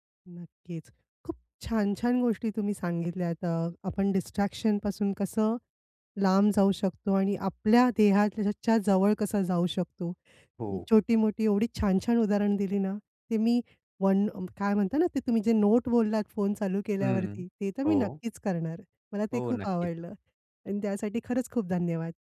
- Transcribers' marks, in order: in English: "डिस्ट्रॅक्शन"; unintelligible speech; tapping
- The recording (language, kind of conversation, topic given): Marathi, podcast, ध्यान भंग होऊ नये म्हणून तुम्ही काय करता?